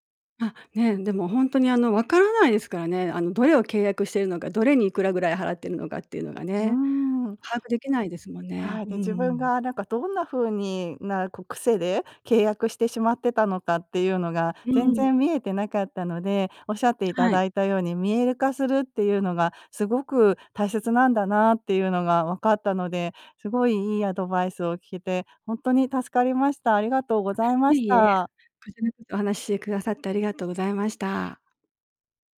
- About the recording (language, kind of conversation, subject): Japanese, advice, 毎月の定額サービスの支出が増えているのが気になるのですが、どう見直せばよいですか？
- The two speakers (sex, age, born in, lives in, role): female, 50-54, Japan, United States, user; female, 60-64, Japan, Japan, advisor
- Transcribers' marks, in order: other background noise